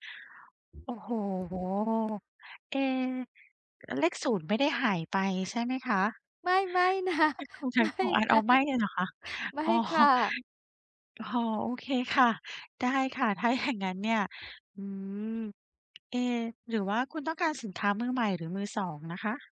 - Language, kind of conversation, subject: Thai, advice, จะหาสินค้าออนไลน์คุณภาพดีในราคาคุ้มค่าได้อย่างไร?
- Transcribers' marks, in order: other background noise; laughing while speaking: "นะ ไม่นะ"; laughing while speaking: "อ๋อ"